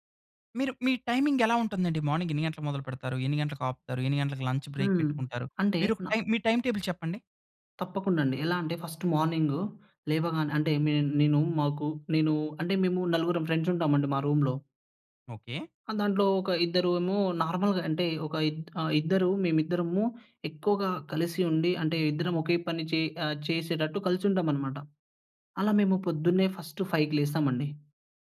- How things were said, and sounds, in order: in English: "టైమింగ్"; in English: "మార్నింగ్"; other background noise; in English: "లంచ్ బ్రేక్"; in English: "టైమ్ టేబుల్"; in English: "ఫస్ట్"; in English: "ఫ్రెండ్స్"; in English: "రూమ్‌లో"; in English: "నార్మల్‌గా"; in English: "ఫస్ట్ ఫైవ్‌కి"
- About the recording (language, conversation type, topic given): Telugu, podcast, పనిపై దృష్టి నిలబెట్టుకునేందుకు మీరు పాటించే రోజువారీ రొటీన్ ఏమిటి?